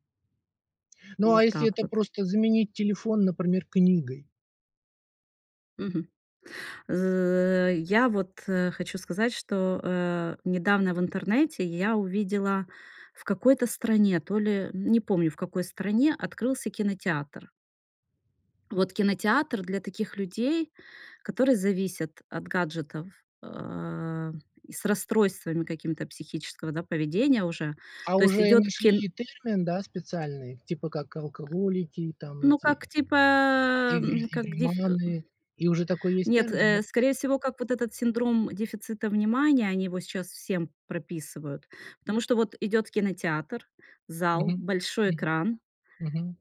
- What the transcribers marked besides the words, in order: tapping
- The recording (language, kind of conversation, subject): Russian, podcast, Что вы думаете о цифровом детоксе и как его организовать?